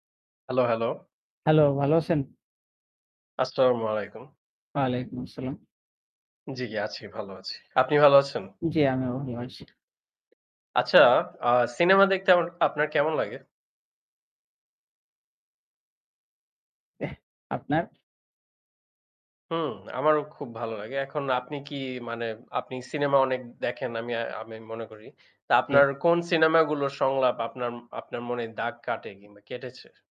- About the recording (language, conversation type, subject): Bengali, unstructured, কোন সিনেমার সংলাপগুলো আপনার মনে দাগ কেটেছে?
- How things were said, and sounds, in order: mechanical hum; in Arabic: "আসসালামু আলাইকুম"; in Arabic: "ওয়ালাইকুম আসসালাম"